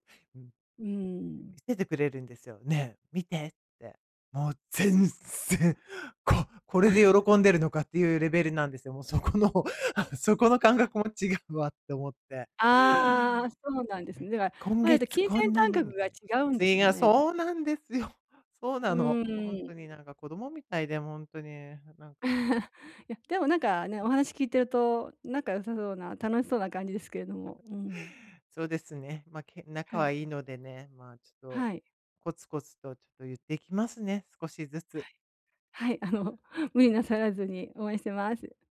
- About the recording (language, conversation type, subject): Japanese, advice, 支出の優先順位をどう決めて、上手に節約すればよいですか？
- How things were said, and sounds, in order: laughing while speaking: "もう、そこのあ、そこの感覚も違うわって思って"; chuckle; other background noise; chuckle